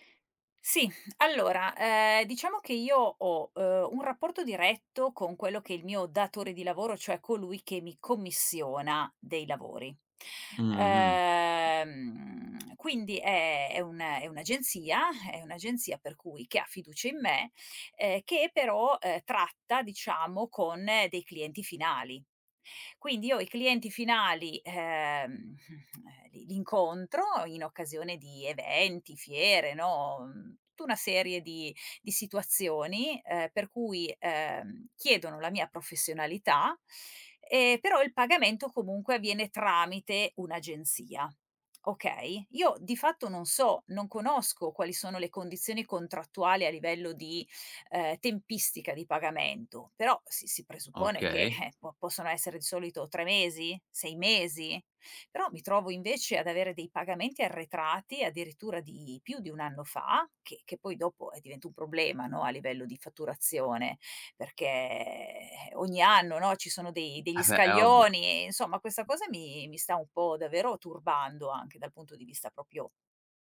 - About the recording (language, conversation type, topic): Italian, advice, Come posso superare l’imbarazzo nel monetizzare o nel chiedere il pagamento ai clienti?
- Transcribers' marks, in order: drawn out: "Uhm"; other background noise; tongue click; tapping; drawn out: "perché"; "proprio" said as "popio"